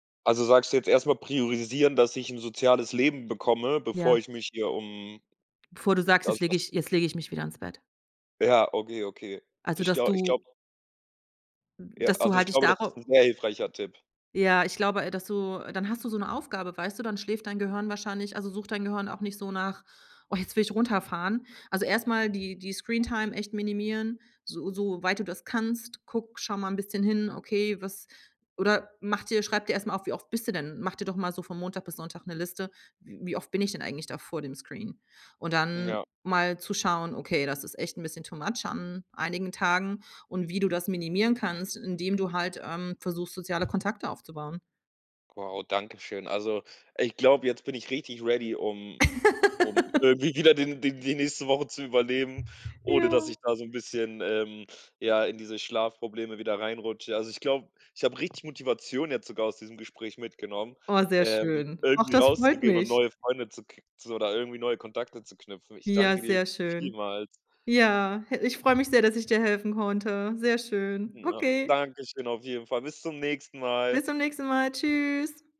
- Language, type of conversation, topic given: German, advice, Wie kann ich verhindern, dass meine Tagesnickerchen meinen nächtlichen Schlaf stören?
- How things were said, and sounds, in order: drawn out: "um"; other background noise; in English: "Screentime"; in English: "Screen?"; in English: "too much"; in English: "ready"; laugh; laughing while speaking: "wieder"; tapping